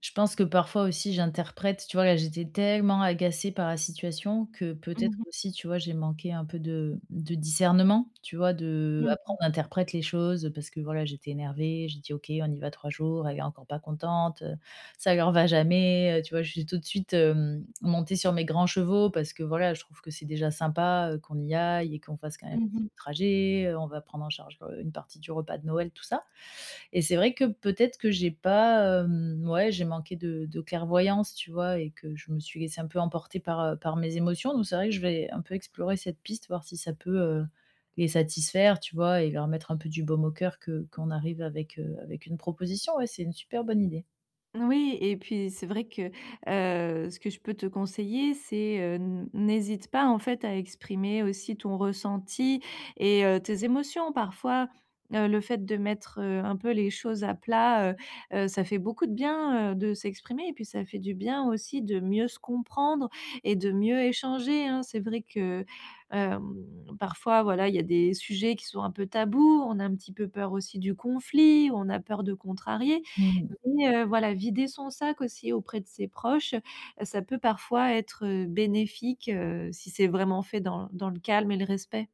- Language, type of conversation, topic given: French, advice, Comment dire non à ma famille sans me sentir obligé ?
- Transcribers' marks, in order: stressed: "tellement"; stressed: "discernement"; unintelligible speech